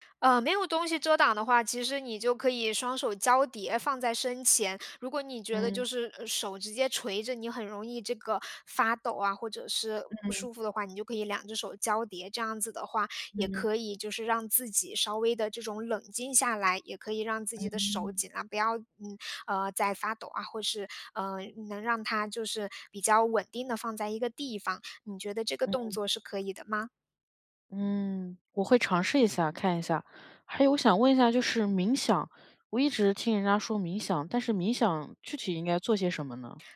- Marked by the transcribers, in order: none
- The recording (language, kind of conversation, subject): Chinese, advice, 在群体中如何更自信地表达自己的意见？